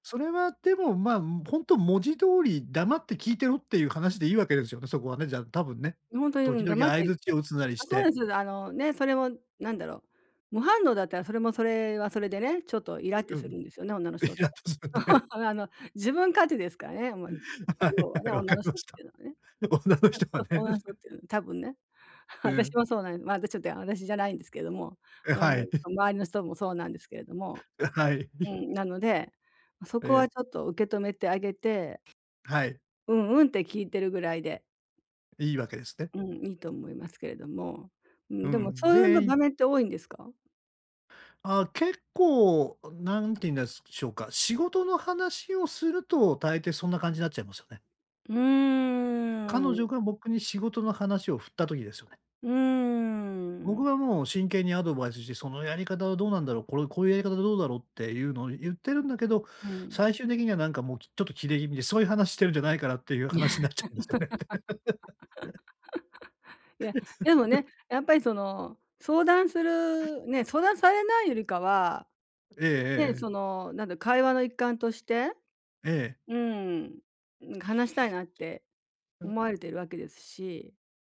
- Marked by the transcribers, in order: laughing while speaking: "イラっとするんでね"; chuckle; laughing while speaking: "はい、はい、わかりました。女の人はね"; laugh; laughing while speaking: "私もそうなんです"; chuckle; chuckle; drawn out: "うーん"; drawn out: "うーん"; laughing while speaking: "いや"; laughing while speaking: "話になっちゃうんですよね"; laugh; other noise
- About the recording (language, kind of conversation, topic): Japanese, advice, パートナーとの会話で不安をどう伝えればよいですか？